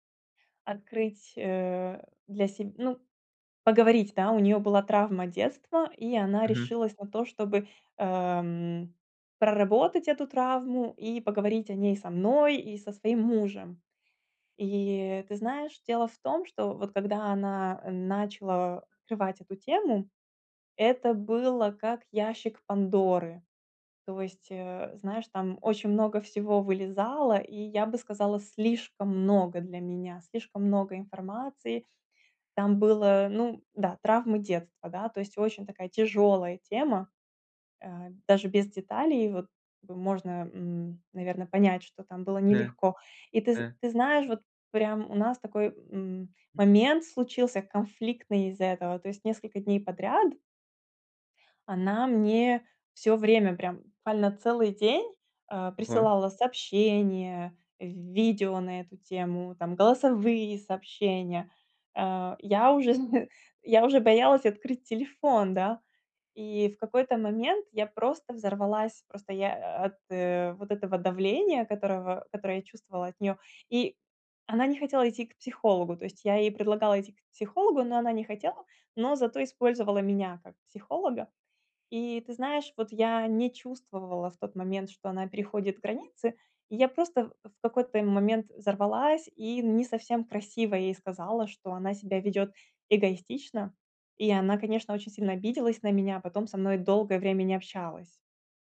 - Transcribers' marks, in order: laughing while speaking: "зн"
- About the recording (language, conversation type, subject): Russian, advice, Как мне повысить самооценку и укрепить личные границы?